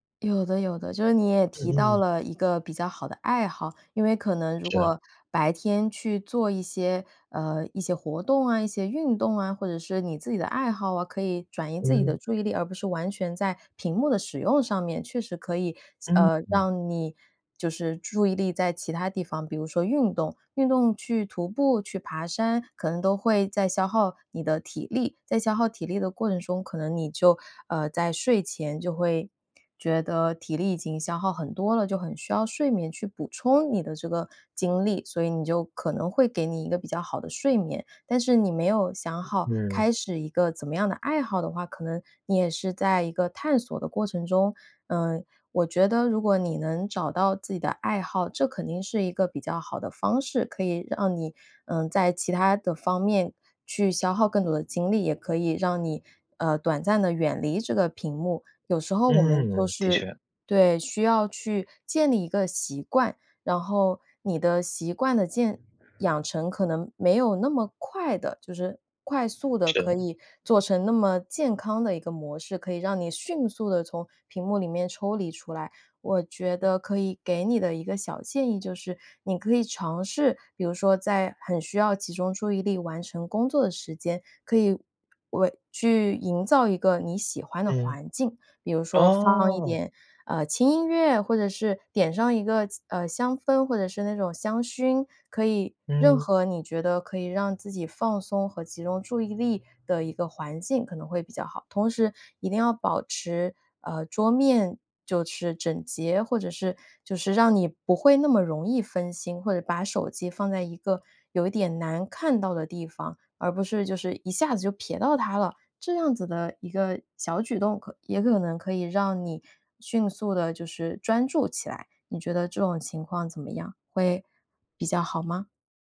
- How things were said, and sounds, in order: other background noise
- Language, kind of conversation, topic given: Chinese, advice, 我在工作中总是容易分心、无法专注，该怎么办？